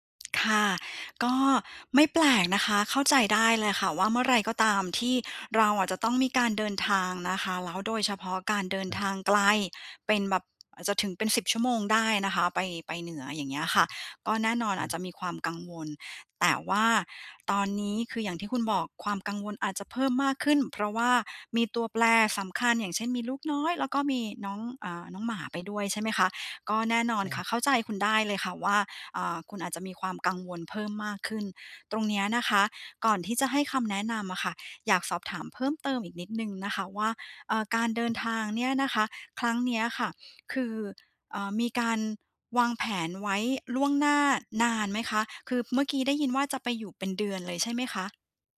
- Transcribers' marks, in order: other background noise; tapping
- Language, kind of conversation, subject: Thai, advice, ควรเตรียมตัวอย่างไรเพื่อลดความกังวลเมื่อต้องเดินทางไปต่างจังหวัด?